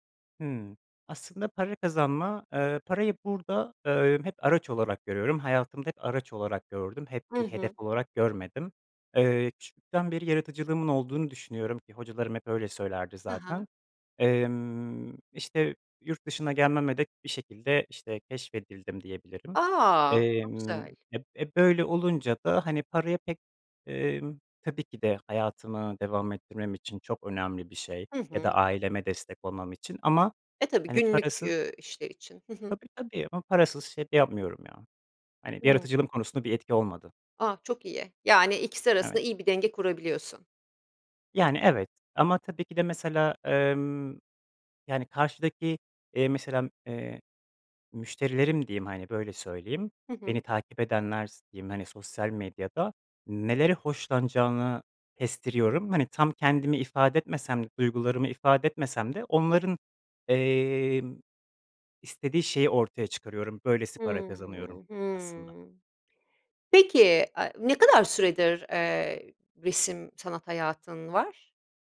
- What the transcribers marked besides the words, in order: other background noise; tapping
- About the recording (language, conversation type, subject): Turkish, podcast, Sanat ve para arasında nasıl denge kurarsın?